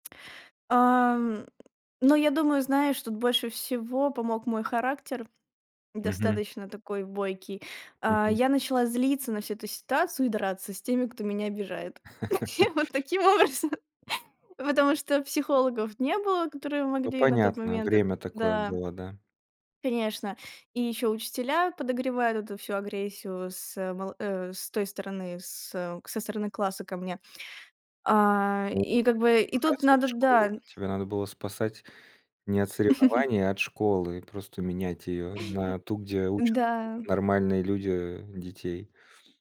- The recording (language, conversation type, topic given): Russian, podcast, Что для тебя значил первый серьёзный провал и как ты с ним справился?
- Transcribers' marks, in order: laugh; laughing while speaking: "Я вот таким образом"; tapping; chuckle